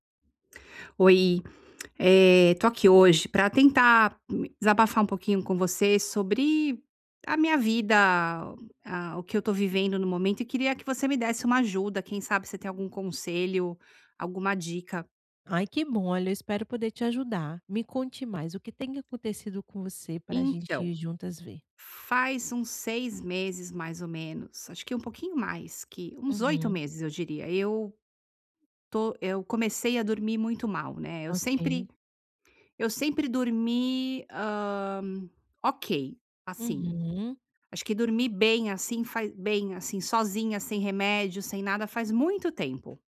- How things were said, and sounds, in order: none
- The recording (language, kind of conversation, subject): Portuguese, advice, Como posso reduzir a ansiedade antes de dormir?